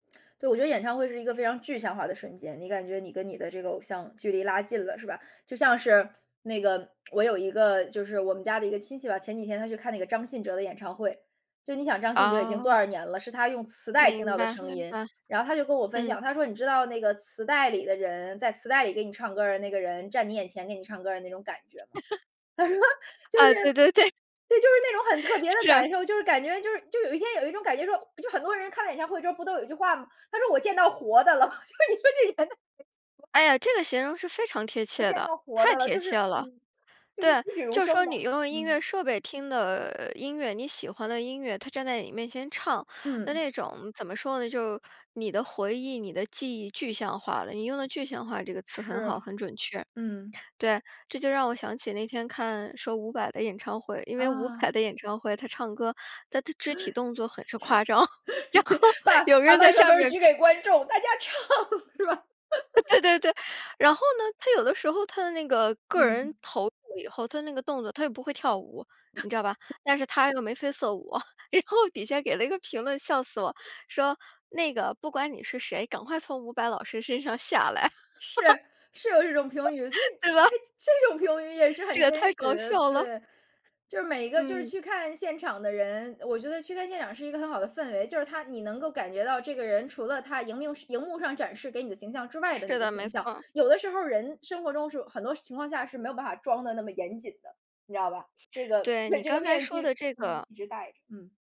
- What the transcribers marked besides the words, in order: laugh; other noise; laughing while speaking: "他说"; chuckle; laughing while speaking: "就你说这人"; other background noise; laugh; laughing while speaking: "把 把麦克风儿举给观众，大家唱，是吧？"; laughing while speaking: "张，然后有人就在下面"; unintelligible speech; laugh; laughing while speaking: "呃对 对 对"; chuckle; chuckle; laugh; laughing while speaking: "对吧？"
- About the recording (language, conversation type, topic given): Chinese, podcast, 和朋友一起去看现场和独自去看现场有什么不同？